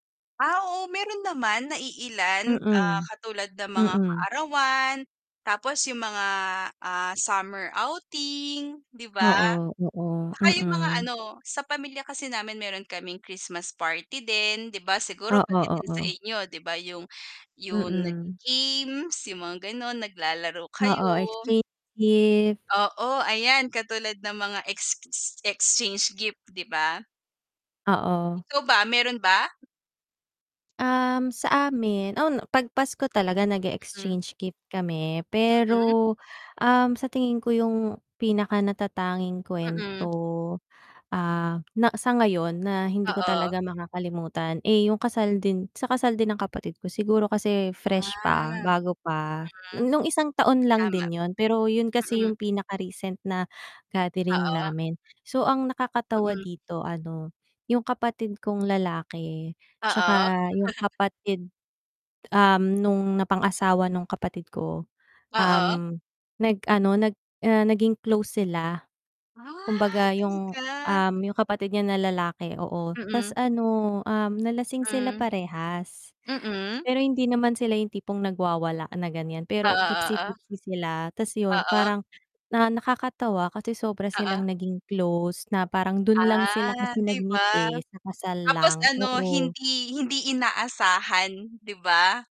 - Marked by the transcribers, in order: distorted speech; static; tapping; mechanical hum; chuckle
- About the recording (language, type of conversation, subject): Filipino, unstructured, Ano ang pinakamasayang alaala mo sa pagtitipon ng pamilya?